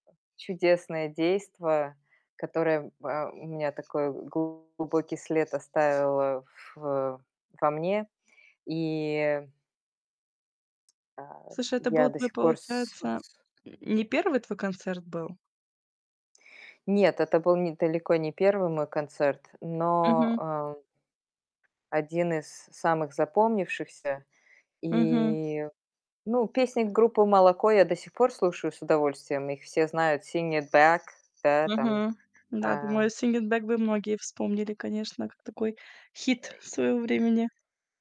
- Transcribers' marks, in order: other background noise; distorted speech; tapping; grunt
- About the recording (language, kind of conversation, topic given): Russian, podcast, Какой концерт произвёл на тебя самое сильное впечатление и почему?